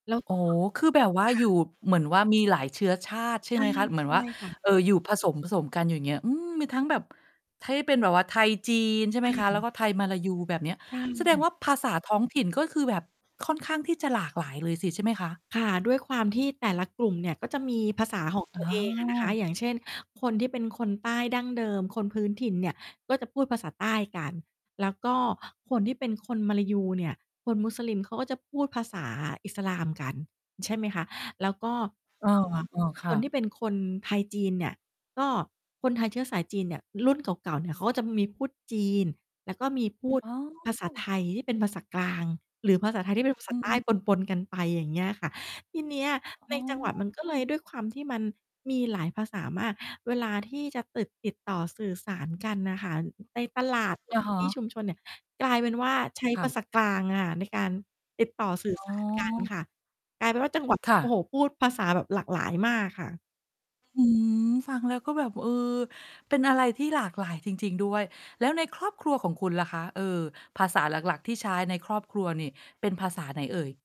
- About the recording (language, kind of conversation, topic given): Thai, podcast, คุณเคยรู้สึกภูมิใจในเชื้อสายของตัวเองเพราะอะไรบ้าง?
- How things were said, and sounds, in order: mechanical hum; distorted speech; other noise; tapping